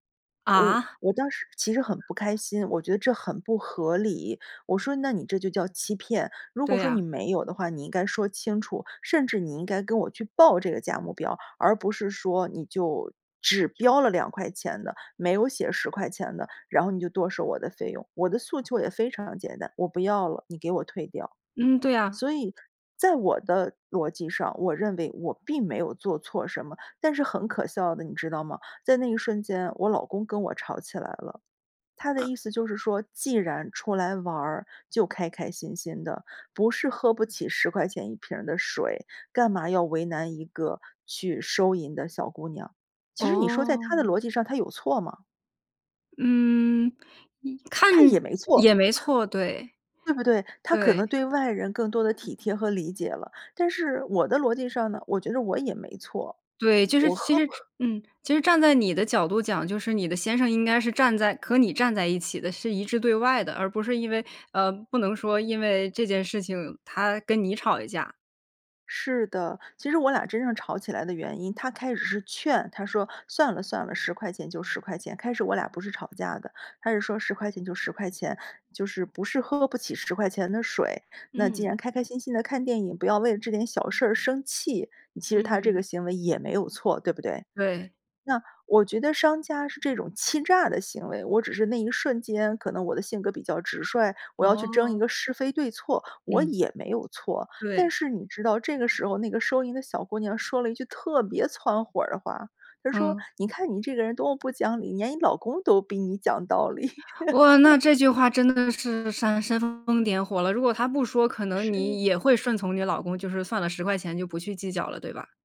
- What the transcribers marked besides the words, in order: other background noise; other noise; "连" said as "年"; laugh
- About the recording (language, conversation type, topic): Chinese, podcast, 维持夫妻感情最关键的因素是什么？